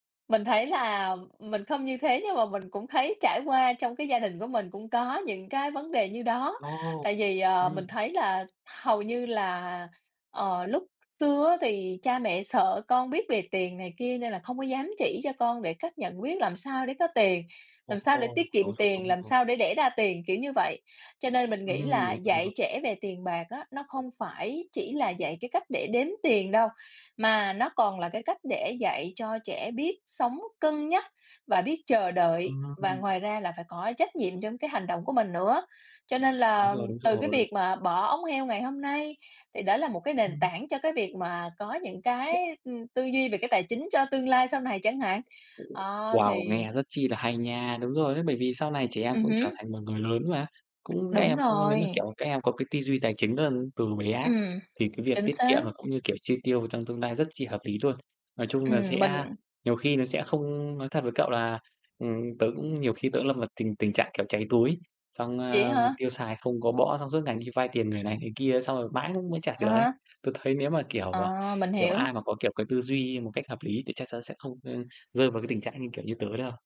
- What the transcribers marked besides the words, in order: unintelligible speech; tapping
- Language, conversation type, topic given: Vietnamese, unstructured, Làm thế nào để dạy trẻ về tiền bạc?